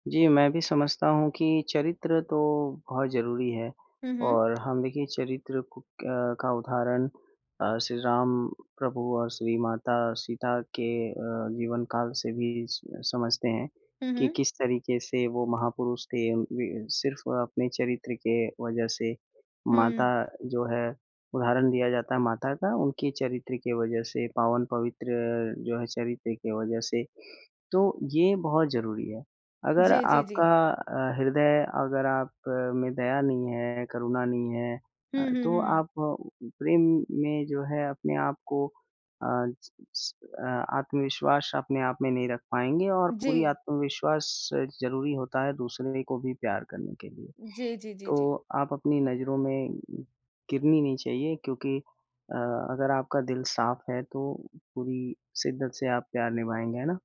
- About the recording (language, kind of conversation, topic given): Hindi, unstructured, प्यार में सबसे ज़रूरी बात क्या होती है?
- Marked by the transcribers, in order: tapping; other background noise